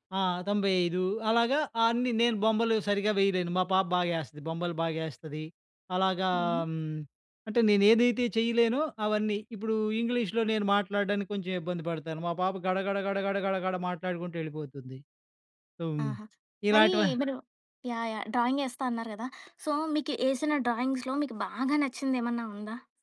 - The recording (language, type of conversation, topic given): Telugu, podcast, బిజీ రోజువారీ రొటీన్‌లో హాబీలకు సమయం ఎలా కేటాయిస్తారు?
- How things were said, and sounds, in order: in English: "సో"; in English: "సో"; in English: "డ్రాయింగ్స్‌లో"